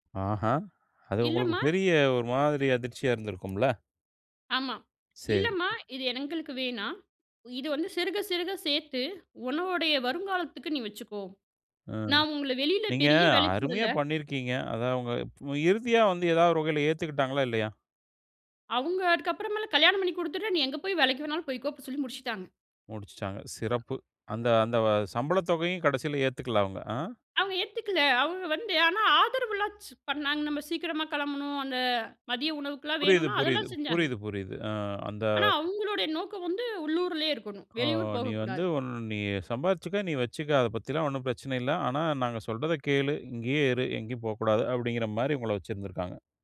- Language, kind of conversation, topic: Tamil, podcast, முதலாம் சம்பளம் வாங்கிய நாள் நினைவுகளைப் பற்றி சொல்ல முடியுமா?
- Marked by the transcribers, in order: anticipating: "அவுங்க இறுதியா வந்து ஏதாவது ஒரு வகையில ஏத்துக்கிட்டாங்களா? இல்லையா?"